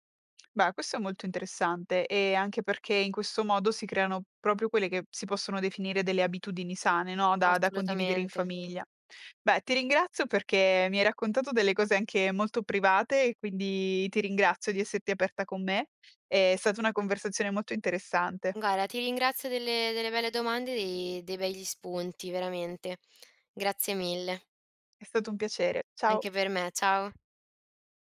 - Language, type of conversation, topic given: Italian, podcast, Come si costruisce la fiducia tra i membri della famiglia?
- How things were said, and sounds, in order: "proprio" said as "propio"; "Guarda" said as "guara"